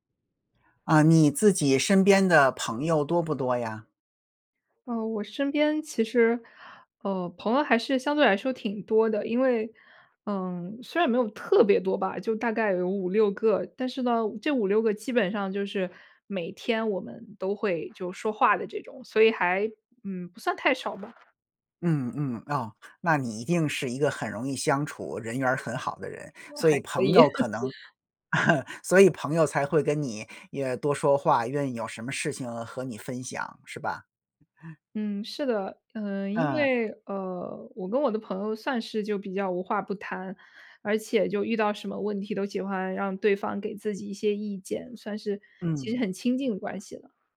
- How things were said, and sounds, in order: other background noise; other noise; chuckle
- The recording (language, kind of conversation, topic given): Chinese, podcast, 当对方情绪低落时，你会通过讲故事来安慰对方吗？